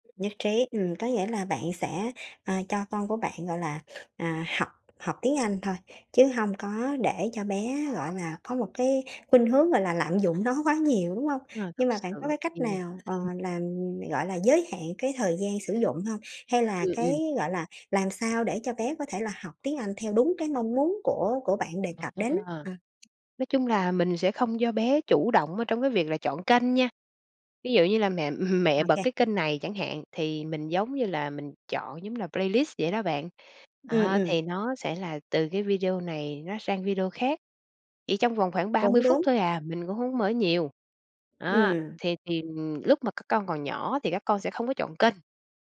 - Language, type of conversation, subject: Vietnamese, podcast, Bạn dạy con thiết lập ranh giới sử dụng công nghệ trong gia đình như thế nào?
- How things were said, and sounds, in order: tapping; other background noise; laughing while speaking: "mẹ"; in English: "playlist"